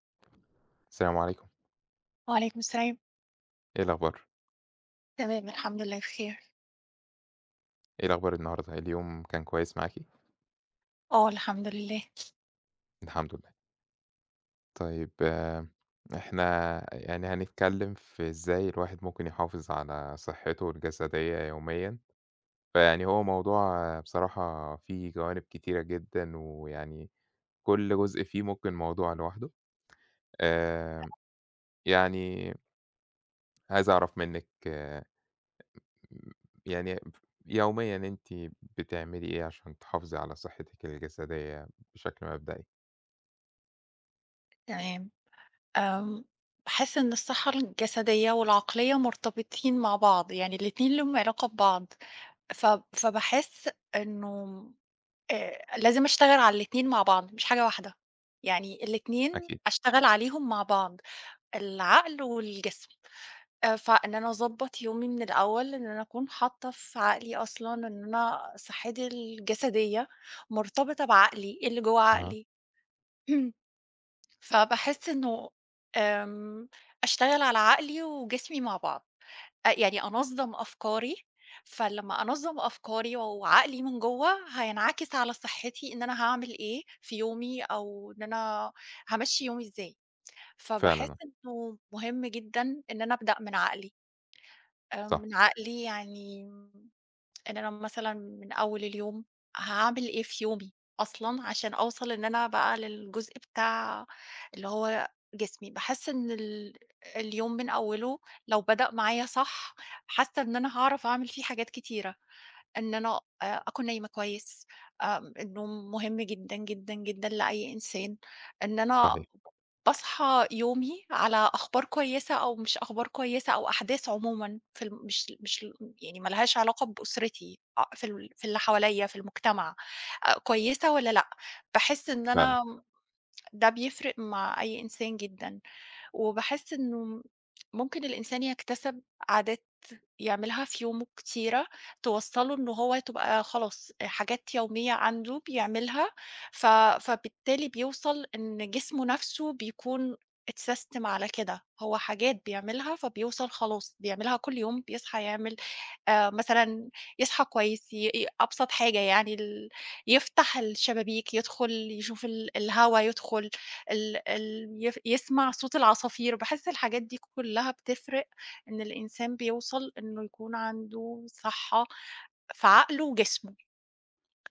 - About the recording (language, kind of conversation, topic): Arabic, unstructured, إزاي بتحافظ على صحتك الجسدية كل يوم؟
- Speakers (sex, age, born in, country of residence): female, 40-44, Egypt, Portugal; male, 30-34, Egypt, Spain
- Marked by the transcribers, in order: tapping; other background noise; unintelligible speech; other noise; throat clearing; in English: "اتساستم"